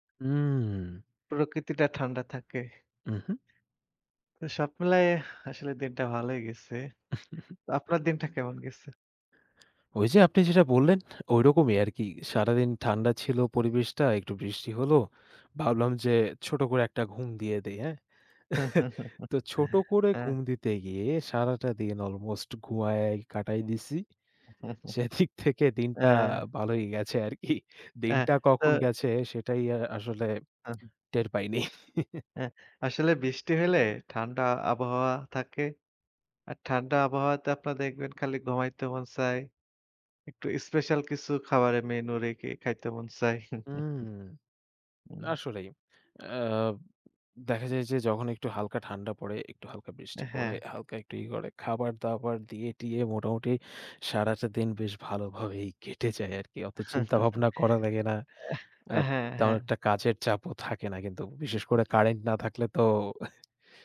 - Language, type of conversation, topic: Bengali, unstructured, তোমার প্রিয় শিক্ষক কে এবং কেন?
- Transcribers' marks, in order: tapping; chuckle; chuckle; chuckle; laughing while speaking: "সেদিক থেকে"; chuckle; chuckle; other background noise; chuckle; chuckle